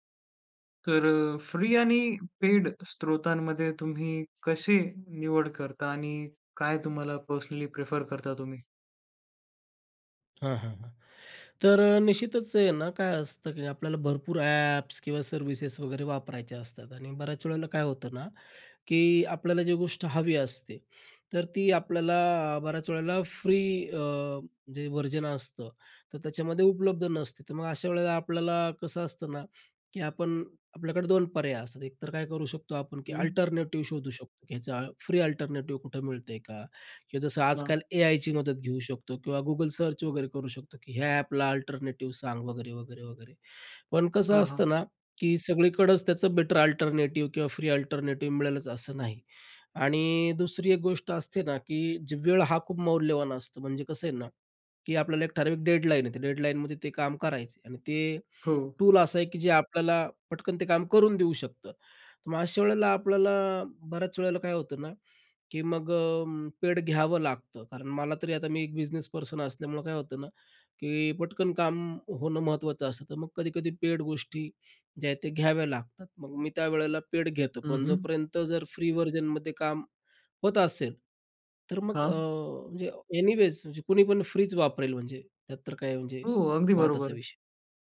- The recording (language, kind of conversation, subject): Marathi, podcast, तुम्ही विनामूल्य आणि सशुल्क साधनांपैकी निवड कशी करता?
- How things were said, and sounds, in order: in English: "व्हर्जन"; in English: "अल्टरनेटिव्ह"; in English: "अल्टरनेटिव्ह"; in English: "सर्च"; in English: "अल्टरनेटिव्ह"; in English: "बेटर अल्टरनेटिव्ह"; in English: "अल्टरनेटिव्ह"; in English: "व्हर्जनमध्ये"; other background noise; in English: "एनीवेज"